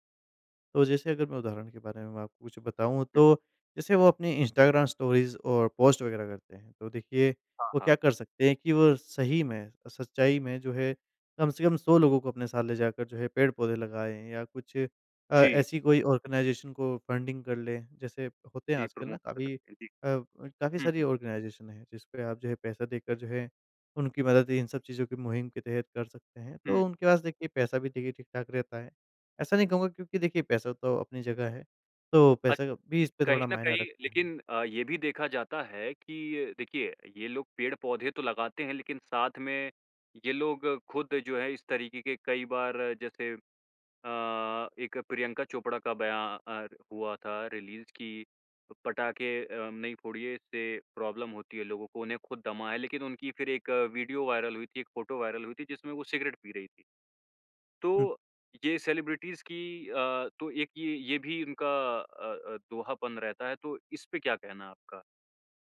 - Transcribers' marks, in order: in English: "स्टोरीज़"; in English: "आर्गेनाइज़ेशन"; in English: "फंडिंग"; in English: "प्रमोट"; in English: "आर्गेनाइज़ेशन"; in English: "रिलीज़"; in English: "प्रॉब्लम"; in English: "वायरल"; in English: "वायरल"; in English: "सेलिब्रिटीज़"; "दोहरापन" said as "दोहापन"
- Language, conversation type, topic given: Hindi, podcast, त्योहारों को अधिक पर्यावरण-अनुकूल कैसे बनाया जा सकता है?